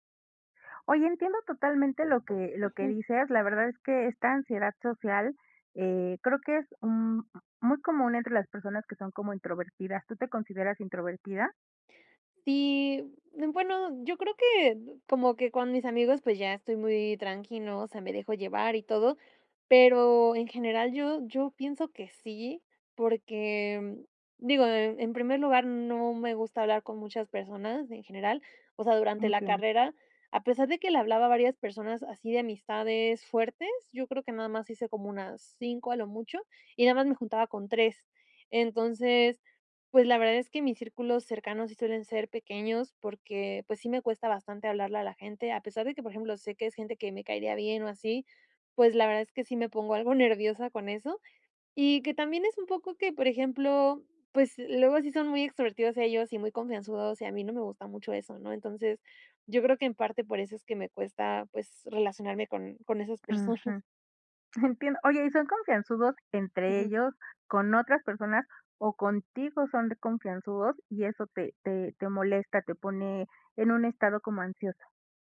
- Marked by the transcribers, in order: giggle
- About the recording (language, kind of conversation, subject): Spanish, advice, ¿Cómo puedo manejar la ansiedad en celebraciones con amigos sin aislarme?